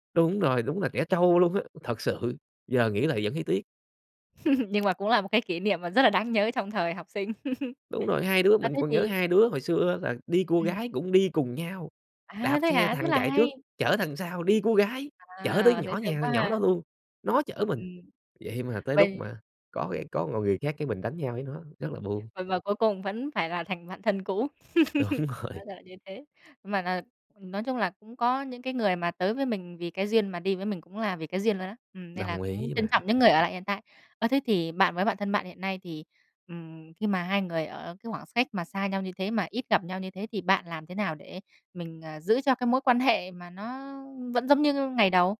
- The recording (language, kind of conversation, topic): Vietnamese, podcast, Theo bạn, thế nào là một người bạn thân?
- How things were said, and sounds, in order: other background noise; laugh; laugh; tapping; laugh; laughing while speaking: "Đúng rồi"